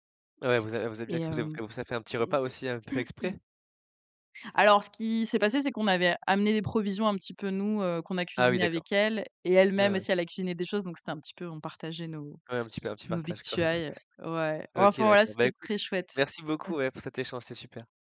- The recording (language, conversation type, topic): French, podcast, Te souviens-tu d’un voyage qui t’a vraiment marqué ?
- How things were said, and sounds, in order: other noise; throat clearing; other background noise; chuckle; chuckle